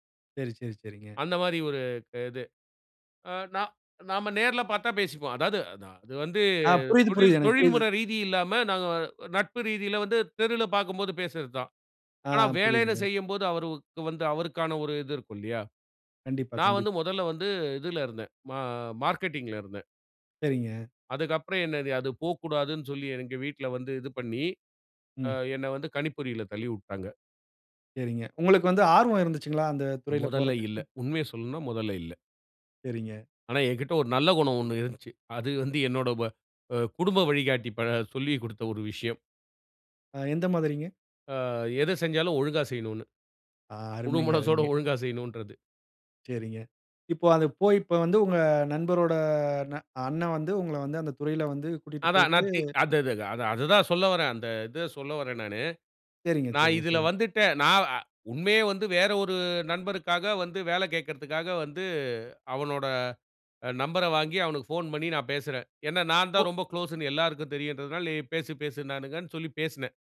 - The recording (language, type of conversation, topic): Tamil, podcast, வழிகாட்டியுடன் திறந்த உரையாடலை எப்படித் தொடங்குவது?
- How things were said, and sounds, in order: other background noise